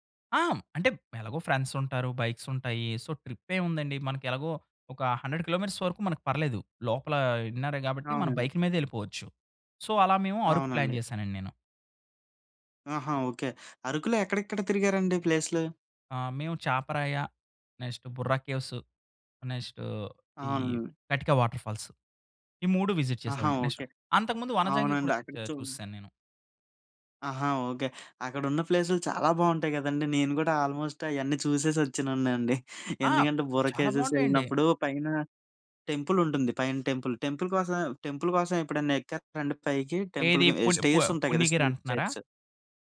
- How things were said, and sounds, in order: in English: "సో"; in English: "హండ్రెడ్ కిలోమీటర్స్"; in English: "సో"; in English: "ప్లాన్"; in English: "విజిట్"; in English: "ఆల్‌మోస్ట్"; giggle; in English: "టెంపుల్, టెంపుల్"; in English: "టెంపుల్"; in English: "టెంపుల్‌కి"; in English: "స్టీల్ స్టేర్స్"
- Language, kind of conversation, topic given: Telugu, podcast, మాధ్యమాల్లో కనిపించే కథలు మన అభిరుచులు, ఇష్టాలను ఎలా మార్చుతాయి?